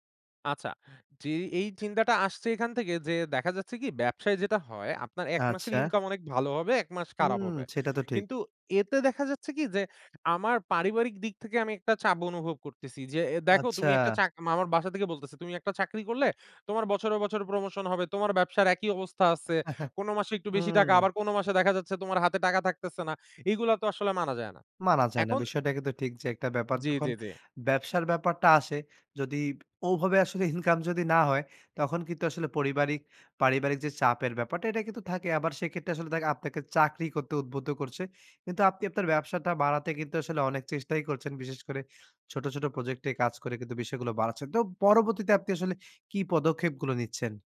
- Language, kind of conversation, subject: Bengali, podcast, আপনি কীভাবে ছোট ছোট ধাপে একটি বড় ধারণা গড়ে তোলেন?
- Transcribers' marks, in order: chuckle